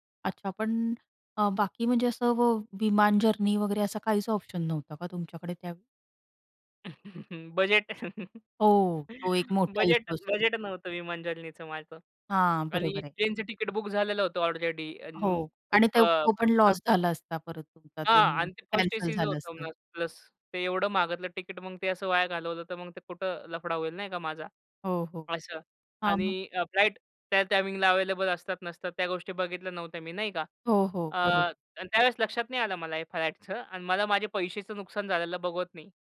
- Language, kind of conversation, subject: Marathi, podcast, कधी तुमची ट्रेन किंवा बस चुकली आहे का, आणि त्या वेळी तुम्ही काय केलं?
- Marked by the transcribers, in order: tapping; in English: "जर्नी"; other background noise; chuckle; in English: "जर्नीच"; other noise; in English: "फ्लाईट"; in English: "फ्लाइटचं"